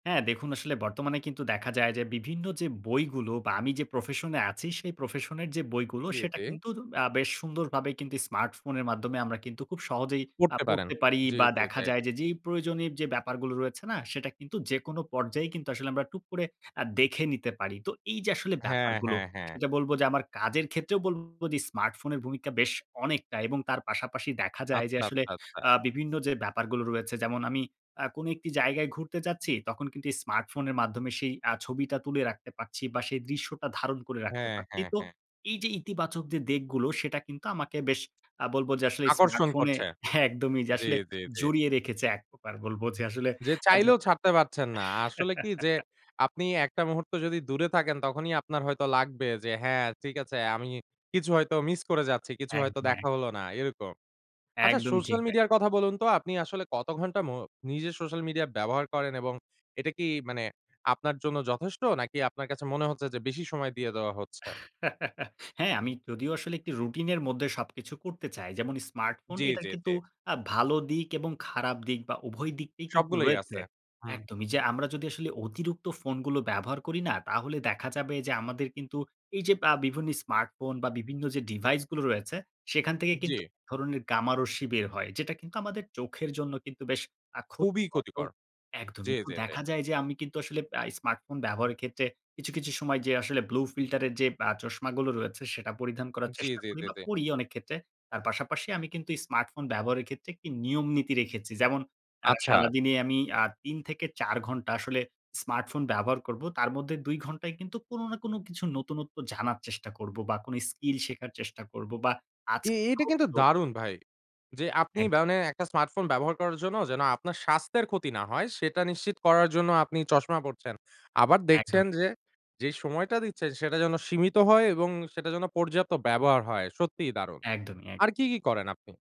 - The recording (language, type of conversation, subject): Bengali, podcast, স্মার্টফোন ছাড়া এক দিন আপনার কেমন কাটে?
- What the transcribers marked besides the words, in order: laughing while speaking: "একদমই"; laugh; laugh; unintelligible speech; tapping